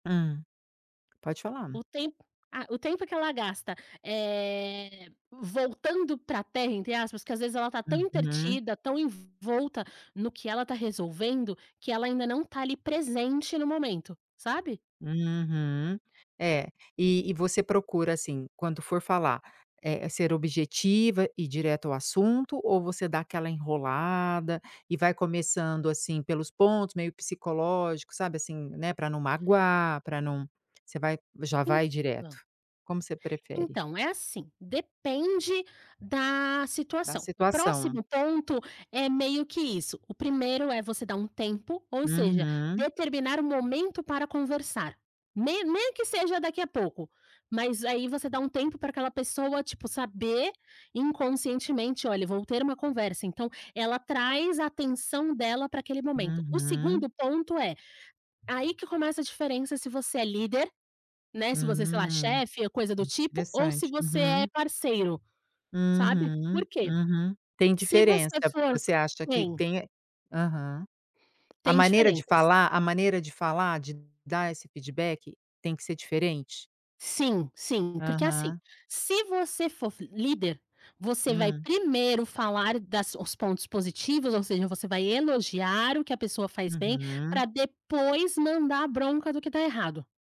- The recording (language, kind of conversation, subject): Portuguese, podcast, Como dar um feedback difícil sem desmotivar a pessoa?
- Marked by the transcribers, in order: other background noise